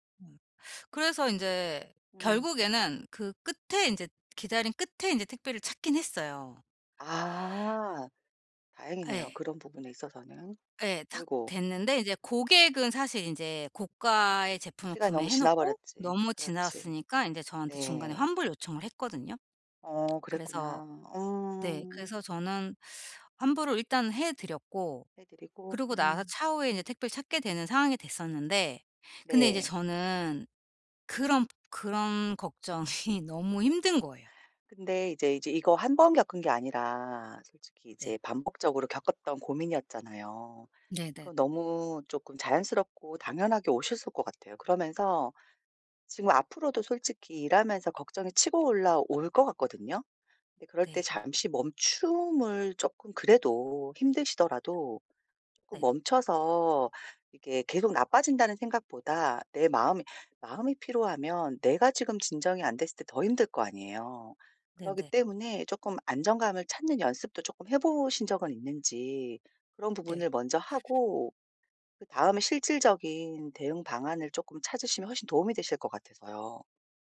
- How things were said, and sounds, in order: other background noise; teeth sucking; laughing while speaking: "걱정이"; tapping
- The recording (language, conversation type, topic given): Korean, advice, 걱정이 멈추지 않을 때, 걱정을 줄이고 해결에 집중하려면 어떻게 해야 하나요?